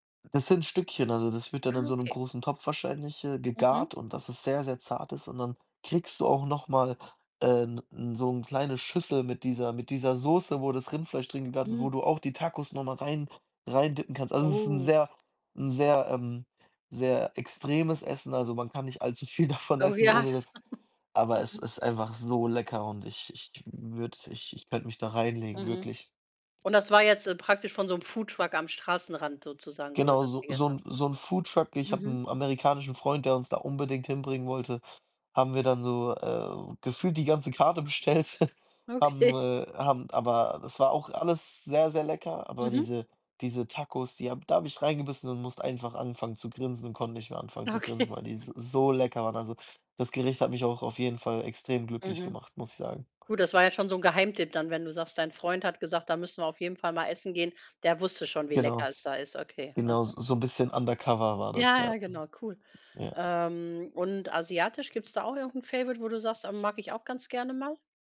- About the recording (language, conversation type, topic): German, podcast, Welches Gericht macht dich immer glücklich?
- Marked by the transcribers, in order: other background noise; laughing while speaking: "allzu viel davon essen"; chuckle; chuckle; laughing while speaking: "Okay"; laughing while speaking: "Okay"; chuckle; background speech; drawn out: "Ähm"; in English: "favorite"